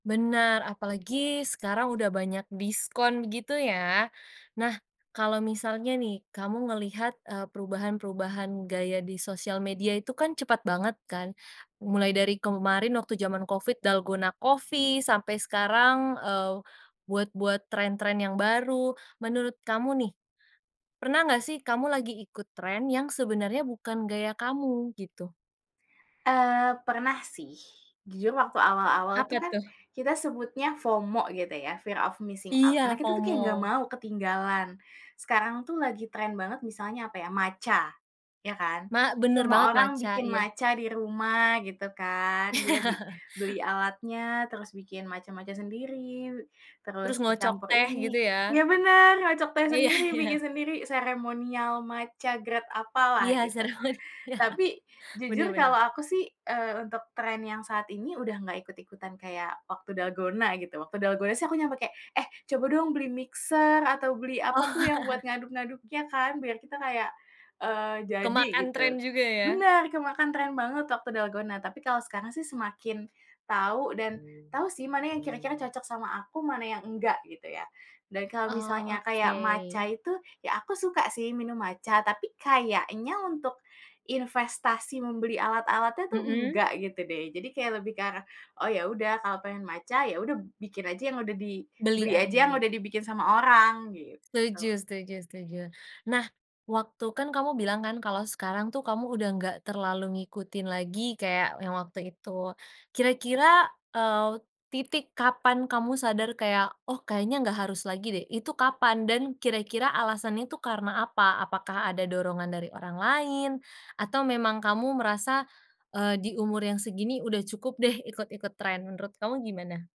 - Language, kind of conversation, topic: Indonesian, podcast, Menurutmu, bagaimana pengaruh media sosial terhadap gayamu?
- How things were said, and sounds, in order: in English: "FOMO"; in English: "fear of missing out"; in English: "FOMO"; laugh; in English: "ceremonial Matcha grade"; laughing while speaking: "Iya"; laughing while speaking: "seremonial"; laughing while speaking: "Oh"; tapping; other background noise; alarm